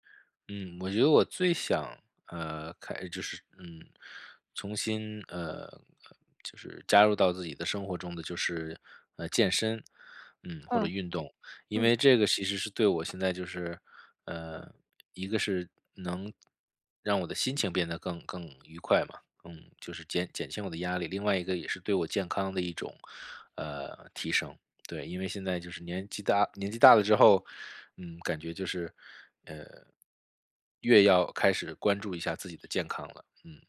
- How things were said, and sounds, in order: none
- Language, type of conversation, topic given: Chinese, advice, 在忙碌的生活中，我如何坚持自我照护？